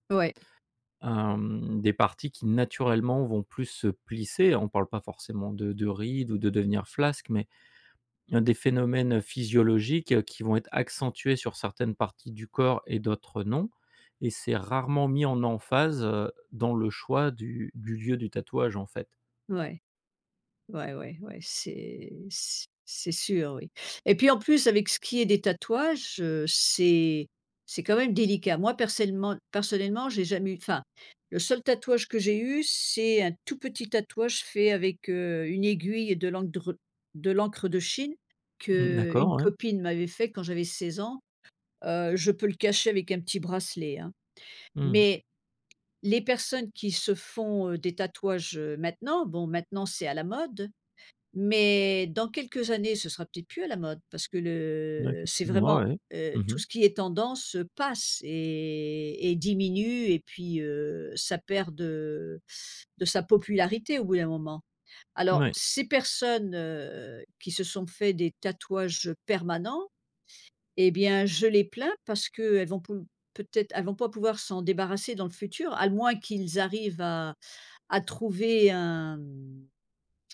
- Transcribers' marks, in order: stressed: "passe"; drawn out: "et"
- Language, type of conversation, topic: French, podcast, Tu t’habilles plutôt pour toi ou pour les autres ?